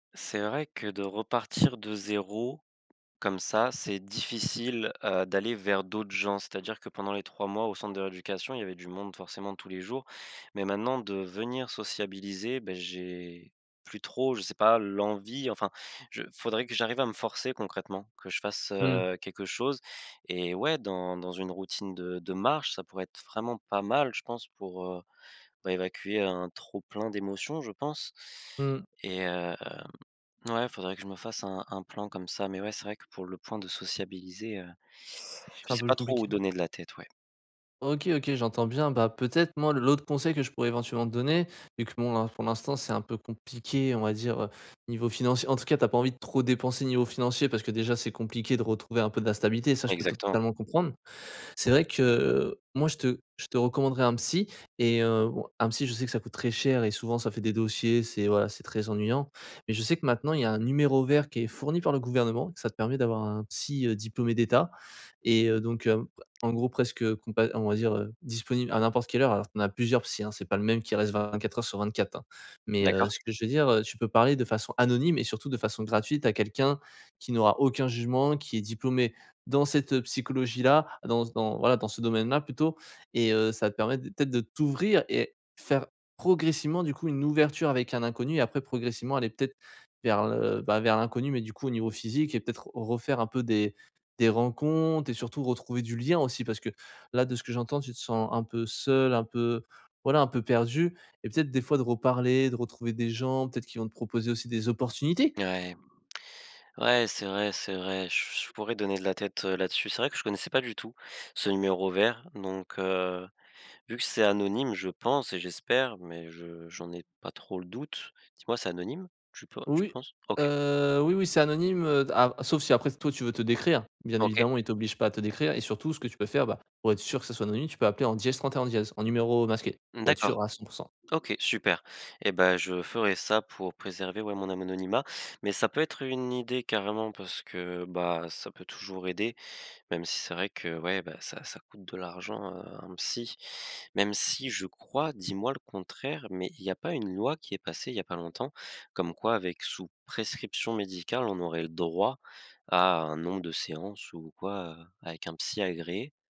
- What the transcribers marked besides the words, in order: other background noise; stressed: "anonyme"; tapping; stressed: "seul"; "anonymat" said as "anononymat"; stressed: "droit"
- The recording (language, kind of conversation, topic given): French, advice, Comment retrouver un sentiment de sécurité après un grand changement dans ma vie ?